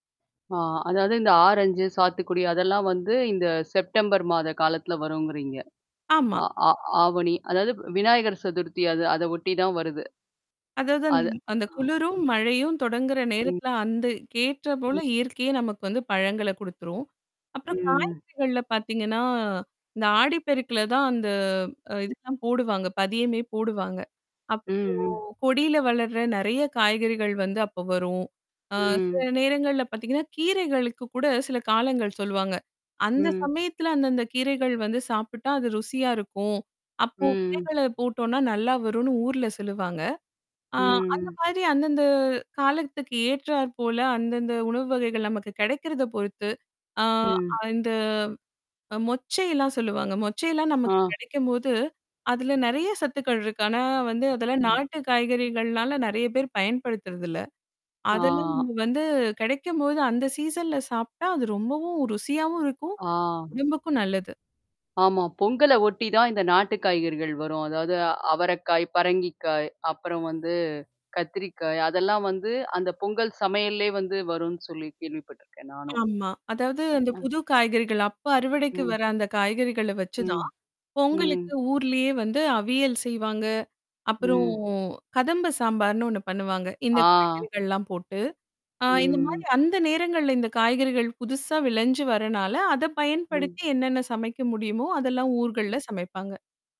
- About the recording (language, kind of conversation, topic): Tamil, podcast, சீசனல் பொருட்களுக்கு முன்னுரிமை கொடுத்தால் ஏன் நல்லது?
- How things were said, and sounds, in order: other noise; static; distorted speech; tapping; other background noise; drawn out: "ஆ அந்த"; drawn out: "ஆ"; in English: "சீசன்ல"; drawn out: "ஆ"; drawn out: "ம்"